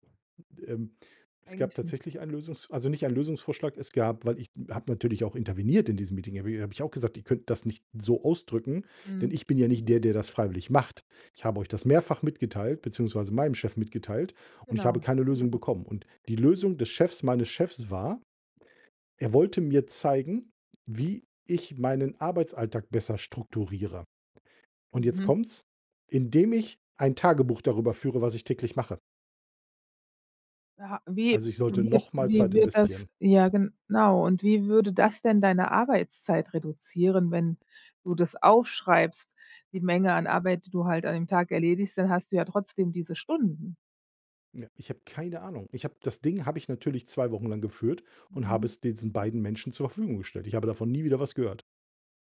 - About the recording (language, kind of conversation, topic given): German, advice, Wie viele Überstunden machst du pro Woche, und wie wirkt sich das auf deine Zeit mit deiner Familie aus?
- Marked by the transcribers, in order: other noise; unintelligible speech